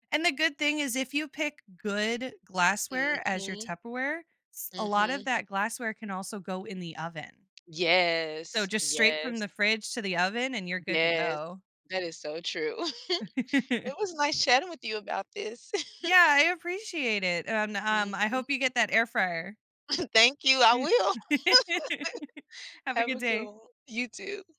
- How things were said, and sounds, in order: chuckle; other background noise; chuckle; chuckle; laugh
- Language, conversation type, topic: English, unstructured, What habits or choices lead to food being wasted in our homes?
- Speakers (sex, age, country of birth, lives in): female, 30-34, United States, United States; female, 35-39, United States, United States